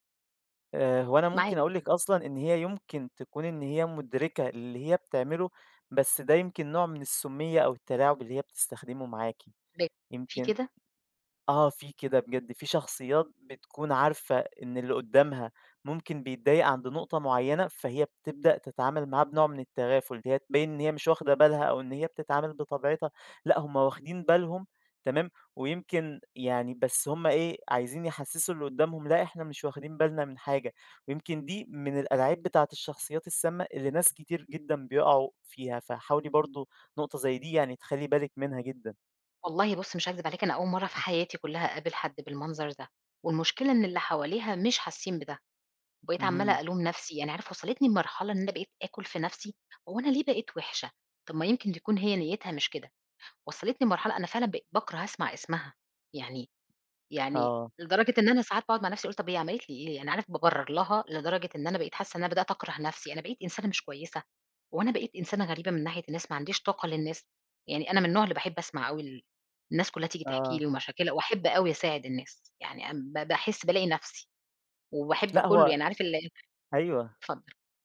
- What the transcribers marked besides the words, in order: unintelligible speech; tapping
- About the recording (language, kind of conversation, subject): Arabic, advice, إزاي بتحس لما ما بتحطّش حدود واضحة في العلاقات اللي بتتعبك؟